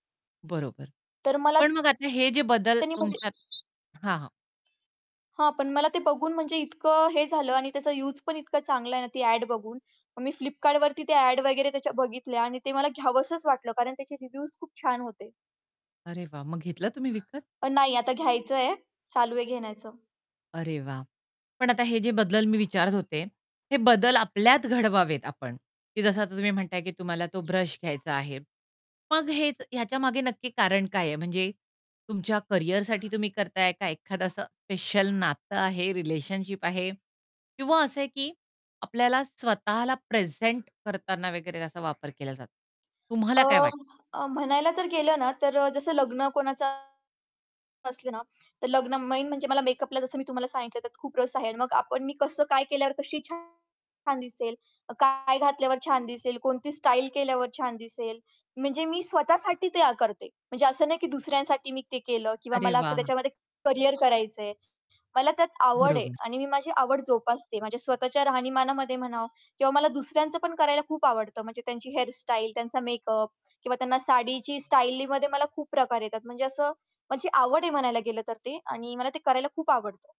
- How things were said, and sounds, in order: static; distorted speech; other background noise; horn; in English: "रिव्ह्यूज"; "बदल" said as "बदलल"; bird; tapping; in English: "रिलेशनशिप"; in English: "मेन"
- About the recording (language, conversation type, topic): Marathi, podcast, तुझ्या स्टाइलमध्ये मोठा बदल कधी आणि कसा झाला?